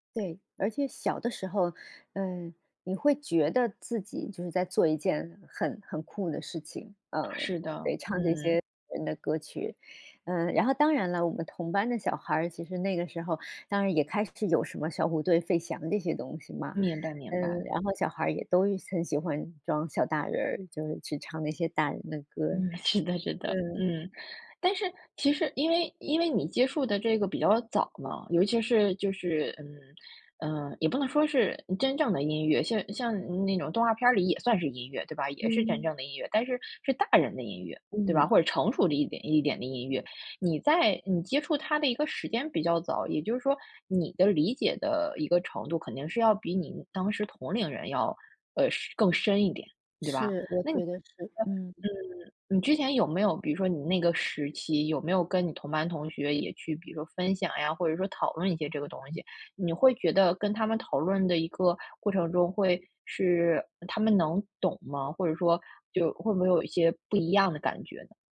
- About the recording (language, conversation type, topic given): Chinese, podcast, 哪首歌是你和父母共同的回忆？
- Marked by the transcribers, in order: laughing while speaking: "是的 是的"; other background noise